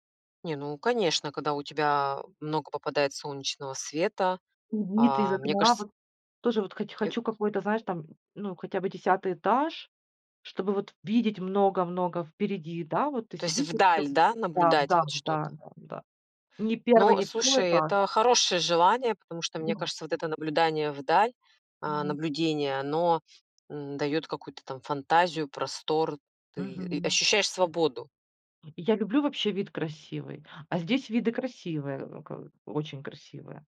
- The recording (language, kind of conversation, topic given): Russian, podcast, Как переезд повлиял на твоё ощущение дома?
- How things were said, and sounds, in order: none